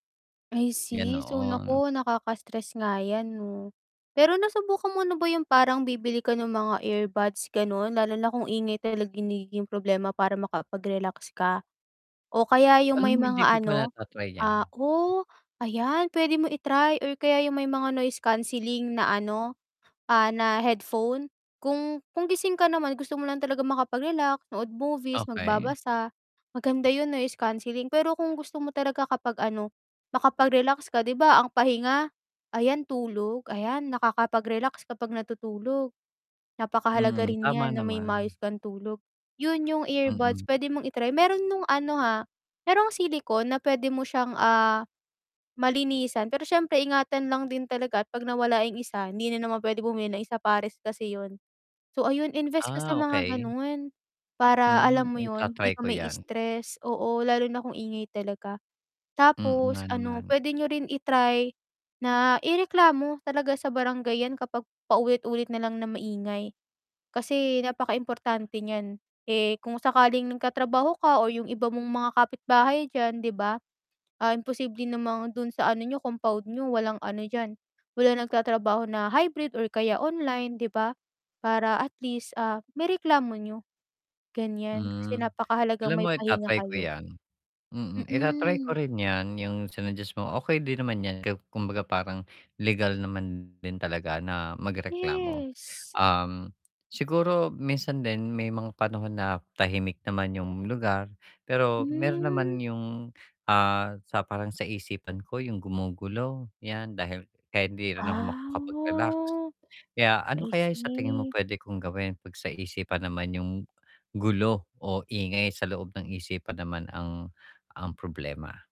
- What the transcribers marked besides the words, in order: other background noise; static; tapping; distorted speech; drawn out: "Ah!"; stressed: "gulo"
- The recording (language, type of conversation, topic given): Filipino, advice, Paano ako makakapagpahinga at makakapagrelaks sa bahay kahit abala ang isip ko?